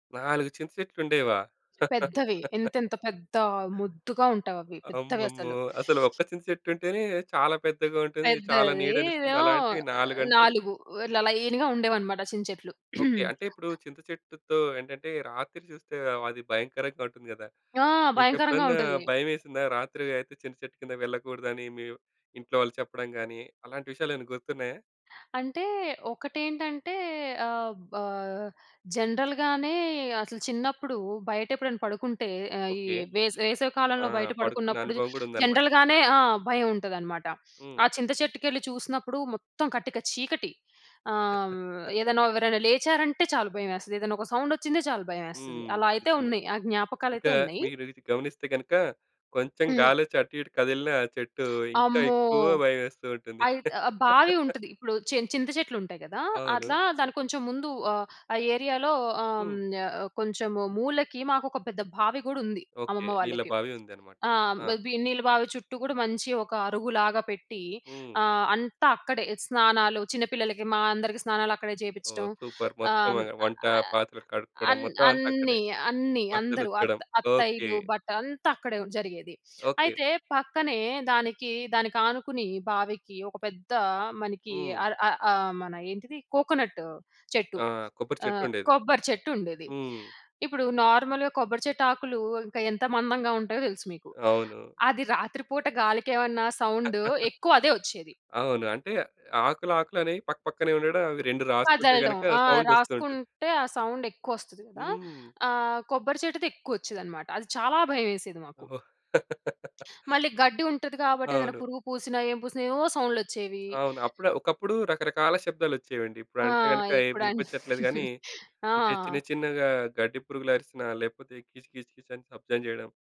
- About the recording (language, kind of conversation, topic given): Telugu, podcast, మీ చిన్నప్పట్లో మీరు ఆడిన ఆటల గురించి వివరంగా చెప్పగలరా?
- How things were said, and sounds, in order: stressed: "పెద్దవి"; laugh; in English: "లైన్‌గా"; throat clearing; in English: "జనరల్‍గానే"; in English: "జనరల్‌గానే"; laugh; in English: "సౌండ్"; laugh; in English: "ఏరియాలో"; in English: "సూపర్"; in English: "కోకోనట్"; in English: "నార్మల్‍గా"; in English: "సౌండ్"; laugh; in English: "సౌండ్"; laugh; giggle